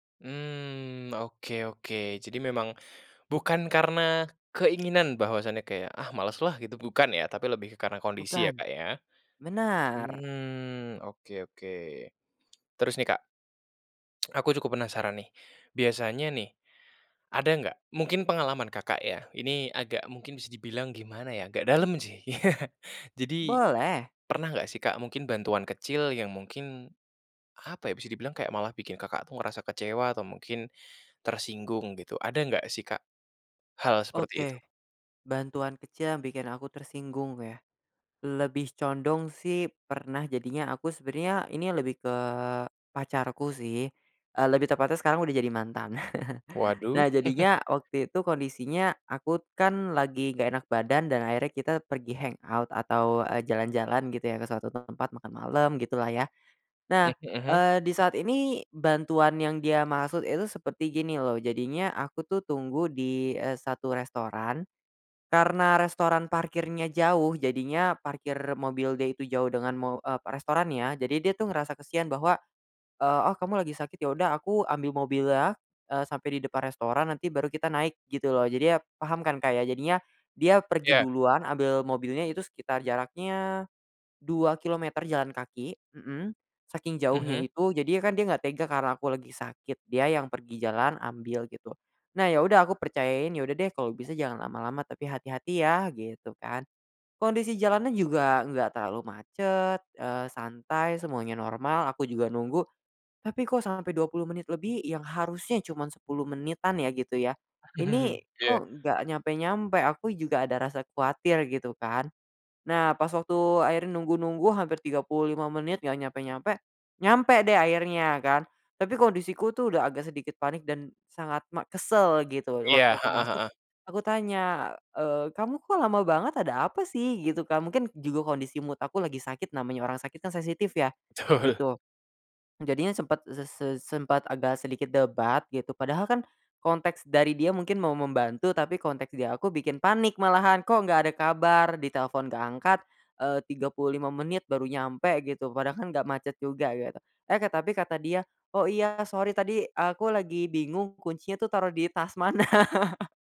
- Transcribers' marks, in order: tsk; chuckle; chuckle; chuckle; in English: "hang out"; "kasihan" said as "kesian"; chuckle; laughing while speaking: "Tul"; in English: "sorry"; laughing while speaking: "mana"
- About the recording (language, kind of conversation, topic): Indonesian, podcast, Kapan bantuan kecil di rumah terasa seperti ungkapan cinta bagimu?